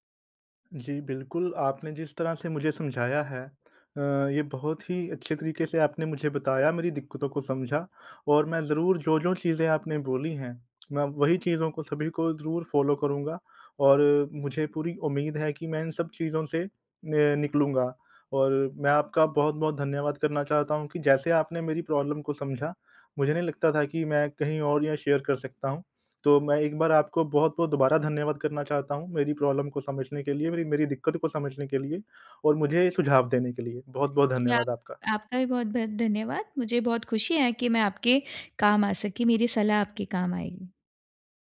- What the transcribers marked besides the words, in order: in English: "फ़ॉलो"; in English: "प्रॉब्लम"; in English: "शेयर"; in English: "प्रॉब्लम"
- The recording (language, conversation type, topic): Hindi, advice, मैं मन की उथल-पुथल से अलग होकर शांत कैसे रह सकता हूँ?
- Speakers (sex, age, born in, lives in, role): female, 25-29, India, India, advisor; male, 30-34, India, India, user